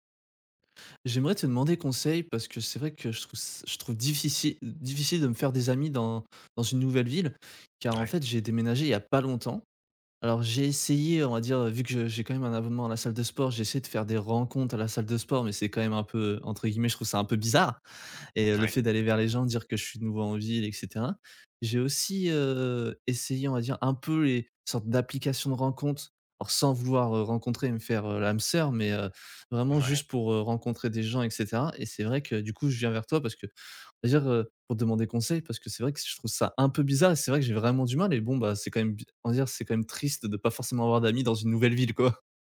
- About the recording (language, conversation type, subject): French, advice, Pourquoi est-ce que j’ai du mal à me faire des amis dans une nouvelle ville ?
- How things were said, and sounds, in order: stressed: "bizarre"; laughing while speaking: "Ouais"; laughing while speaking: "quoi"